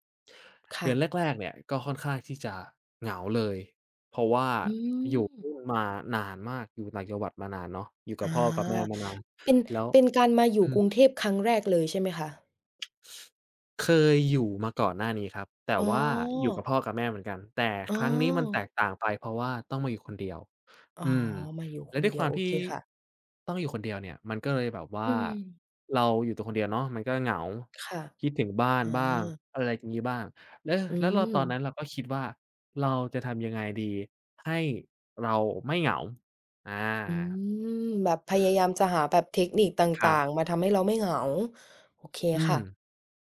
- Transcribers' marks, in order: tapping; other background noise
- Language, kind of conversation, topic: Thai, podcast, มีวิธีลดความเหงาในเมืองใหญ่ไหม?